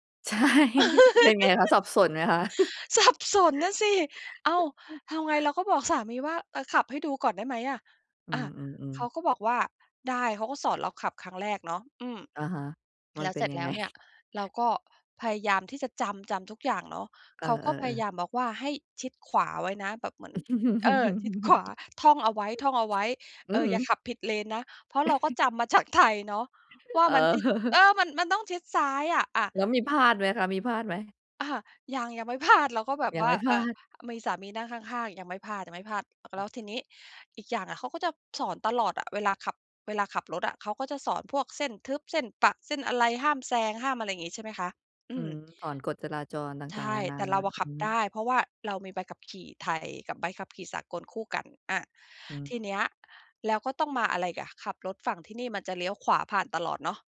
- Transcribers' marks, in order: laughing while speaking: "ใช่"; chuckle; laughing while speaking: "สับสน"; chuckle; chuckle; chuckle
- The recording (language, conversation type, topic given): Thai, podcast, การปรับตัวในที่ใหม่ คุณทำยังไงให้รอด?